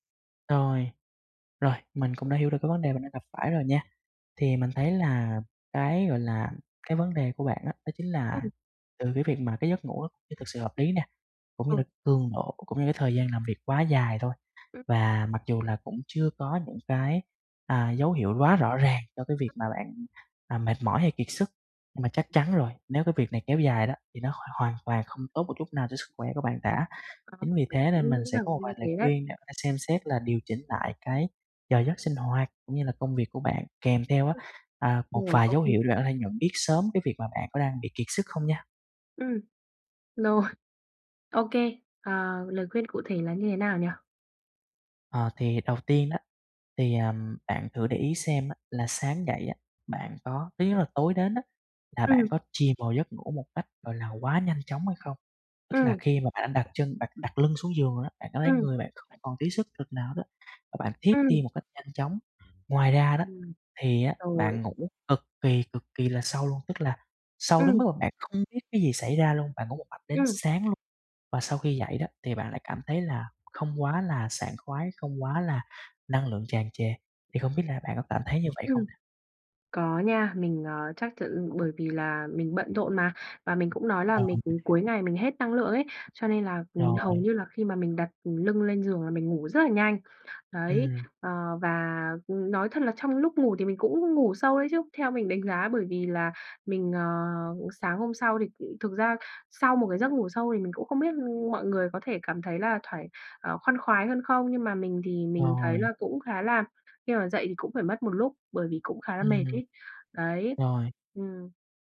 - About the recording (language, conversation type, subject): Vietnamese, advice, Khi nào tôi cần nghỉ tập nếu cơ thể có dấu hiệu mệt mỏi?
- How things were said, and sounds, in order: tapping; other background noise; laughing while speaking: "Rồi"